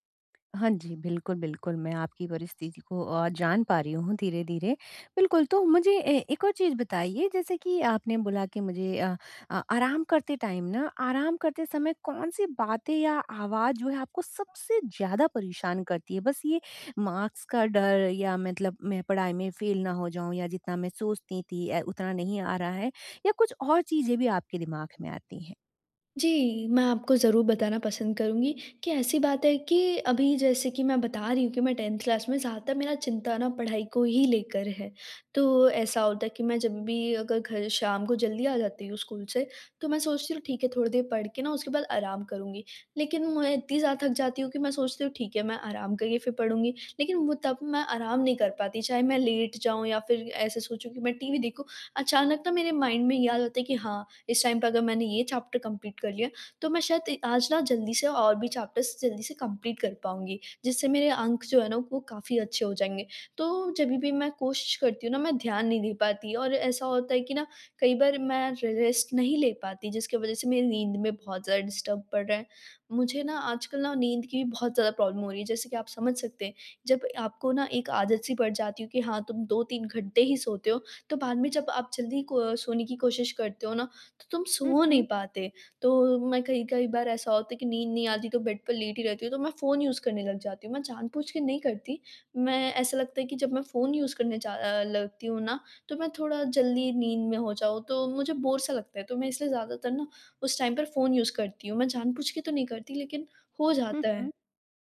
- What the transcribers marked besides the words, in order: in English: "टाइम"; in English: "मार्क्स"; in English: "फ़ेल"; in English: "टेंथ क्लास"; tapping; in English: "माइंड"; in English: "टाइम"; in English: "चैप्टर कंप्लीट"; in English: "चैप्टर्स"; in English: "कंप्लीट"; in English: "रे रेस्ट"; in English: "डिस्टर्ब"; in English: "प्रॉब्लम"; in English: "बेड"; in English: "यूज़"; in English: "यूज़"; in English: "बोर"; in English: "टाइम"; in English: "यूज़"
- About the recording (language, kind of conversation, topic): Hindi, advice, घर पर आराम करते समय बेचैनी और असहजता कम कैसे करूँ?